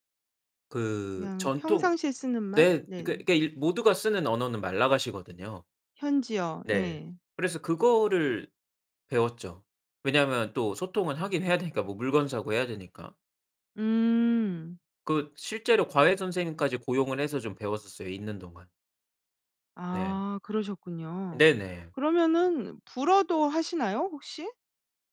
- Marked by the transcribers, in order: none
- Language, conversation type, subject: Korean, podcast, 언어가 당신에게 어떤 의미인가요?